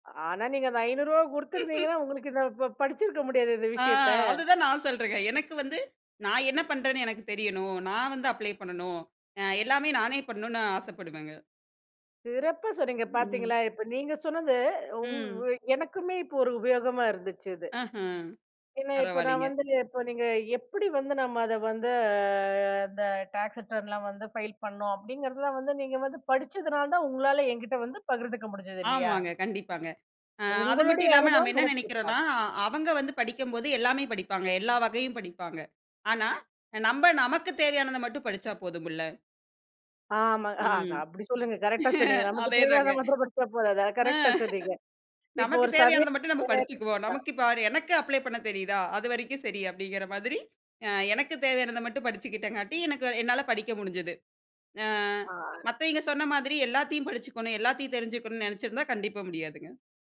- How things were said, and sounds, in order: laugh; drawn out: "வந்து"; in English: "டாக்ஸ் ரிட்டர்ன்லாம்"; in English: "ஃபைல்"; laugh; chuckle; unintelligible speech
- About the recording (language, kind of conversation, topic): Tamil, podcast, ஒரு பெரிய பணியை சிறு படிகளாக எப்படி பிரிக்கிறீர்கள்?